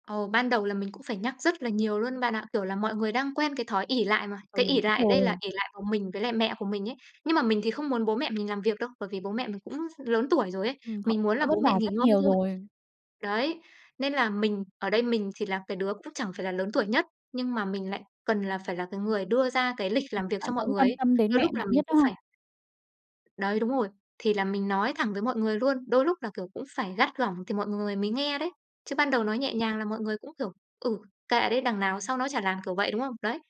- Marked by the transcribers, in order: other background noise; tapping
- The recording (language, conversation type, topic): Vietnamese, podcast, Bạn và người thân chia việc nhà ra sao?